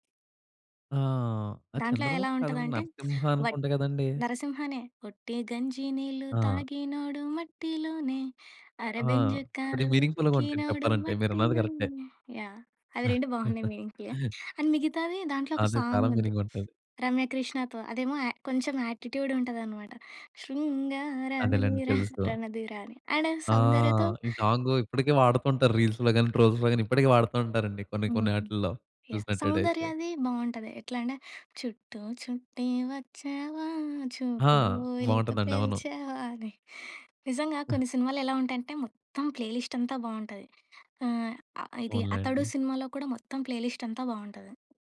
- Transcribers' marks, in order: singing: "ఒట్టి గంజి నీళ్లు తాగినోడు మట్టిలోనే అరె బెంజి కారు ఎక్కినోడు మట్టిలోనే"; in English: "మీనింగ్‌ఫుల్‌గా"; chuckle; in English: "యాటిట్యూడ్"; singing: "శృంగార దీర"; in English: "రీల్స్‌లో"; in English: "ట్రోల్స్‌లో"; "చూసినట్టైతే" said as "చూసినట్టడైతే"; singing: "చుట్టూ చుట్టి వచ్చావా చూపుడు వేలుతో పేల్చావా"; chuckle; in English: "ప్లే"; in English: "ప్లే"
- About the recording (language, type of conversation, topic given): Telugu, podcast, సినిమా పాటలు మీ సంగీత రుచిపై ఎలా ప్రభావం చూపాయి?